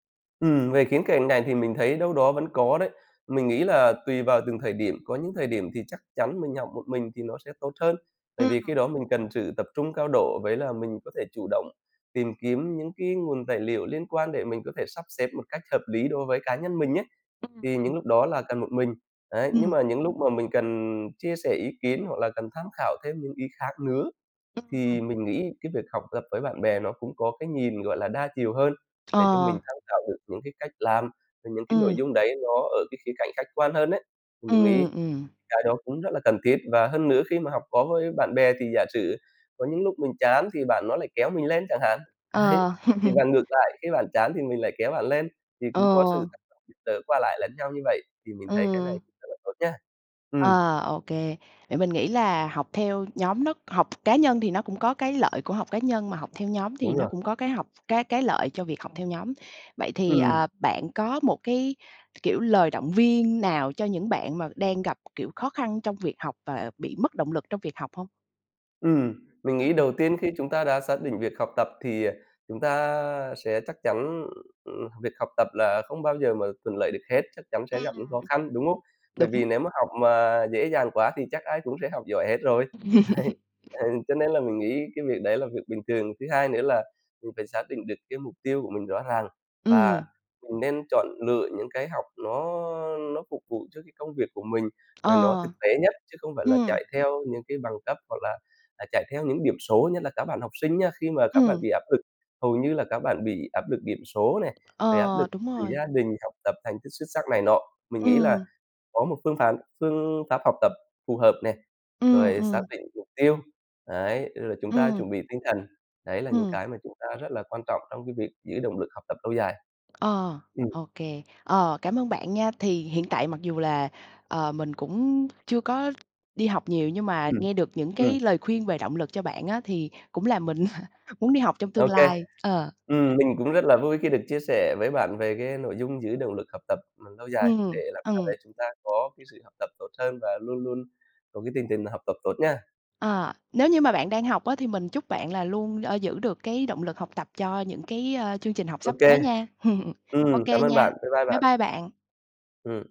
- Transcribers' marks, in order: other background noise; unintelligible speech; tapping; laughing while speaking: "đấy"; chuckle; unintelligible speech; laugh; laughing while speaking: "Đấy"; laughing while speaking: "mình"; chuckle
- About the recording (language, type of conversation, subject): Vietnamese, podcast, Bạn làm thế nào để giữ động lực học tập lâu dài?
- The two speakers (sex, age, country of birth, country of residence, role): female, 25-29, Vietnam, Vietnam, host; male, 40-44, Vietnam, Vietnam, guest